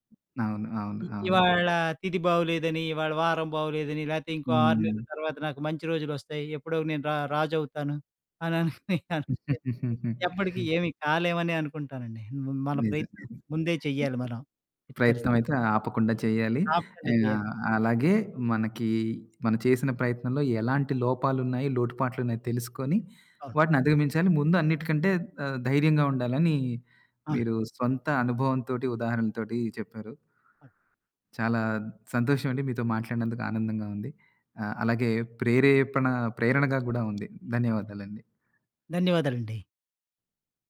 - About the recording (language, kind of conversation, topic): Telugu, podcast, విఫలాన్ని పాఠంగా మార్చుకోవడానికి మీరు ముందుగా తీసుకునే చిన్న అడుగు ఏది?
- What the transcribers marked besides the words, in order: other background noise; giggle; laughing while speaking: "అనోకోనికన్"; tapping